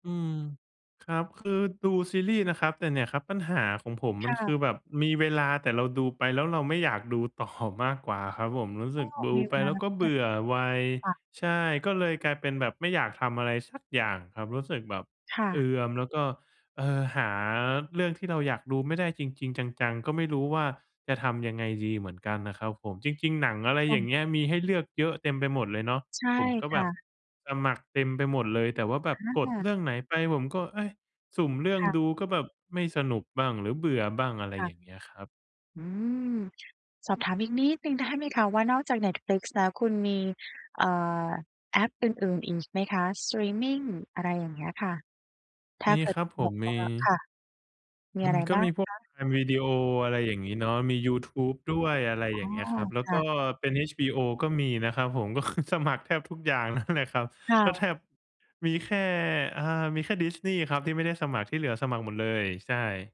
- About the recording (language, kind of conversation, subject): Thai, advice, คุณรู้สึกเบื่อและไม่รู้จะเลือกดูหรือฟังอะไรดีใช่ไหม?
- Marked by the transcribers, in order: laughing while speaking: "ต่อ"; laughing while speaking: "ได้"; tapping; laughing while speaking: "ก็คือสมัครแทบทุกอย่างนั่นแหละครับ"